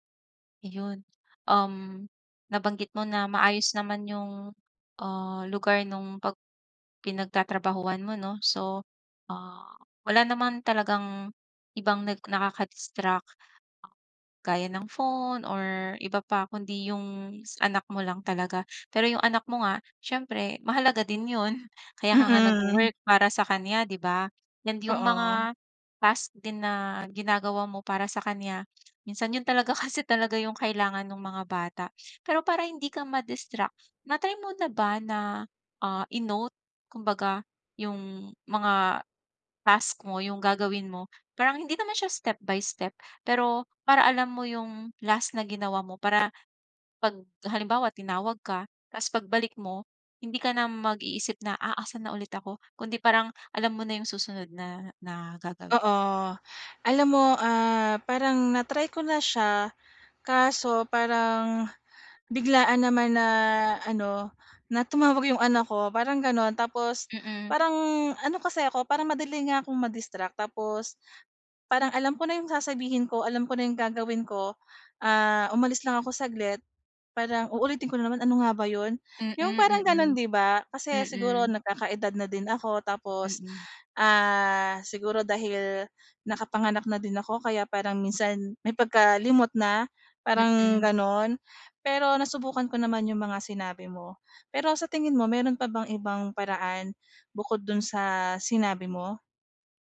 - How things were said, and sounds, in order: tapping; other noise
- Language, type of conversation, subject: Filipino, advice, Paano ako makakapagpokus sa gawain kapag madali akong madistrak?